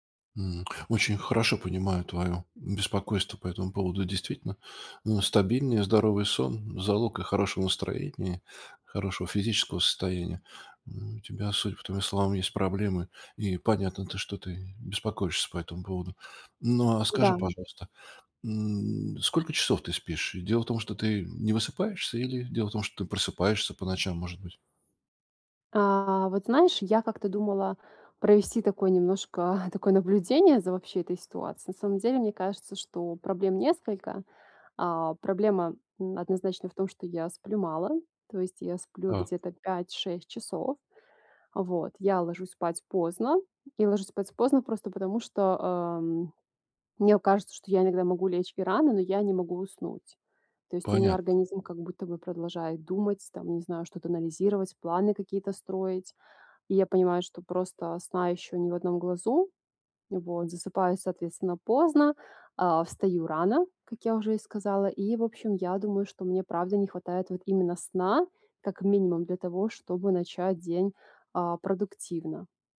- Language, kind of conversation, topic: Russian, advice, Как просыпаться каждый день с большей энергией даже после тяжёлого дня?
- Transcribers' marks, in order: chuckle